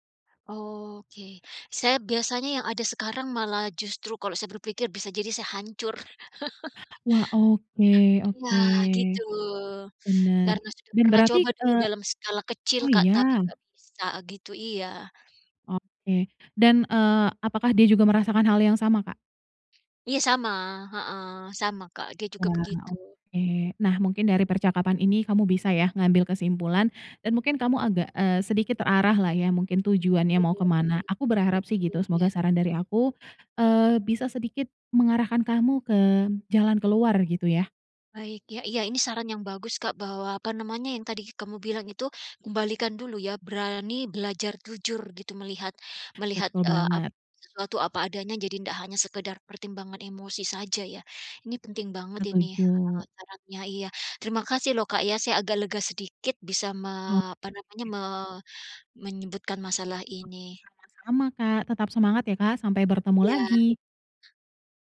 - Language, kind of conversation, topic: Indonesian, advice, Bimbang ingin mengakhiri hubungan tapi takut menyesal
- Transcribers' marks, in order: other background noise; chuckle